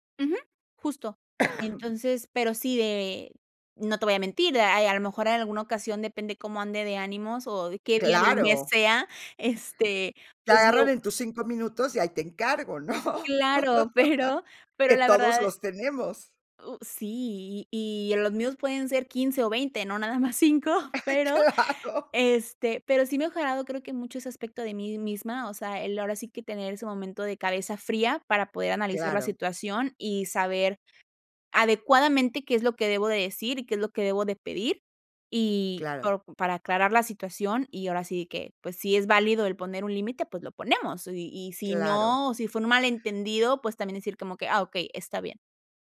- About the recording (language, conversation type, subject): Spanish, podcast, ¿Cómo explicas tus límites a tu familia?
- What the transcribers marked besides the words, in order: cough; tapping; other background noise; laughing while speaking: "pero"; laughing while speaking: "¿no?"; laugh; laughing while speaking: "más"; chuckle; laughing while speaking: "Claro"